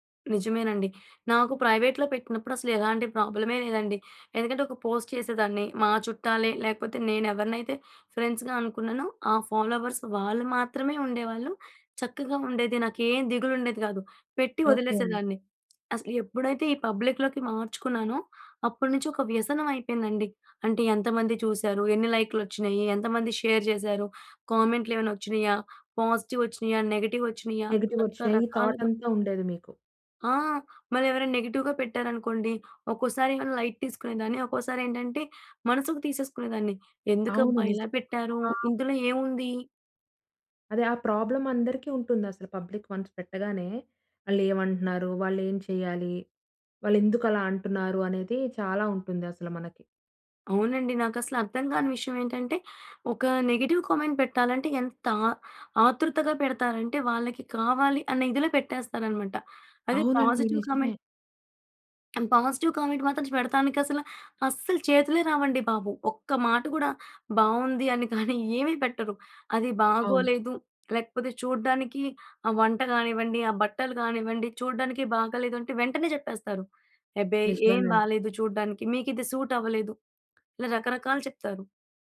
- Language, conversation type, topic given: Telugu, podcast, పబ్లిక్ లేదా ప్రైవేట్ ఖాతా ఎంచుకునే నిర్ణయాన్ని మీరు ఎలా తీసుకుంటారు?
- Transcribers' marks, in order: in English: "ప్రైవేట్‌లో"; in English: "పోస్ట్"; in English: "ఫ్రెండ్స్‌గా"; in English: "ఫాలోవర్స్"; tapping; in English: "పబ్లిక్‌లోకి"; in English: "షేర్"; in English: "నెగెటివ్‌గా"; in English: "లైట్"; in English: "ప్రాబ్లమ్"; in English: "పబ్లిక్ వన్స్"; in English: "నెగిటివ్ కామెంట్"; in English: "పాజిటివ్ కామెంట్"; in English: "సూట్"